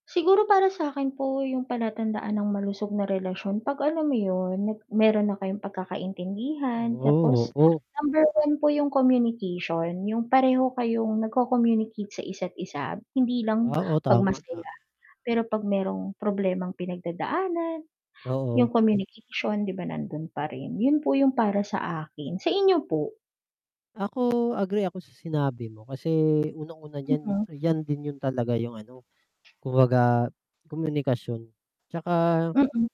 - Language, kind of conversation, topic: Filipino, unstructured, Ano ang mga palatandaan ng isang malusog na relasyon?
- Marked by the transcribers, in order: mechanical hum; static; distorted speech